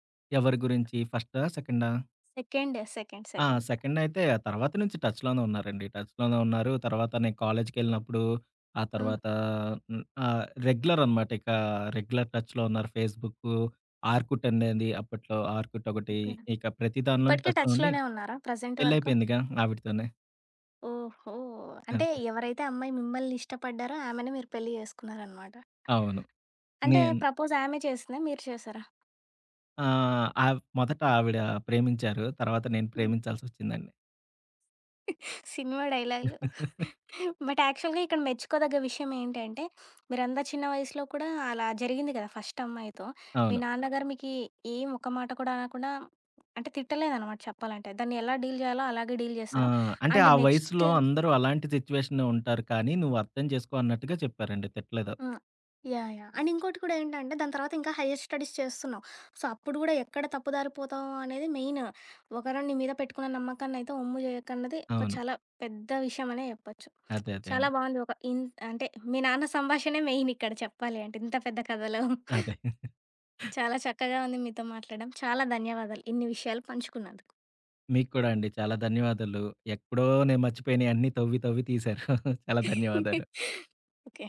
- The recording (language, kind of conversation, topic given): Telugu, podcast, ఏ సంభాషణ ఒకరోజు నీ జీవిత దిశను మార్చిందని నీకు గుర్తుందా?
- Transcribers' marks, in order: other background noise; in English: "సెకండ్, సెకండ్, సెకండ్"; in English: "సెకండ్"; in English: "టచ్"; in English: "టచ్"; in English: "రెగ్యులర్"; in English: "రెగ్యులర్ టచ్‌లో"; in English: "ఆర్కుట్"; in English: "ఆర్కుట్"; in English: "టచ్"; in English: "టచ్‌లో"; in English: "ప్రెజెంట్"; in English: "ప్రపోజ్"; tapping; chuckle; in English: "బట్, యాక్చువల్‌గా"; laugh; sniff; in English: "డీల్"; in English: "డీల్"; in English: "అండ్ నెక్స్ట్"; in English: "అండ్"; in English: "హయ్యర్ స్టడీస్"; in English: "సో"; lip smack; laughing while speaking: "కథలో"; giggle; chuckle; laugh